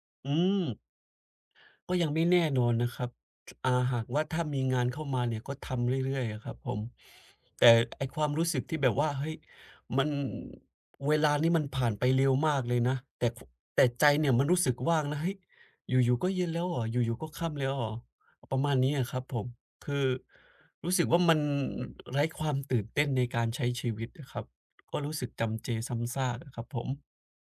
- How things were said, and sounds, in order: tapping
- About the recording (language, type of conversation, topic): Thai, advice, จะหาคุณค่าในกิจวัตรประจำวันซ้ำซากและน่าเบื่อได้อย่างไร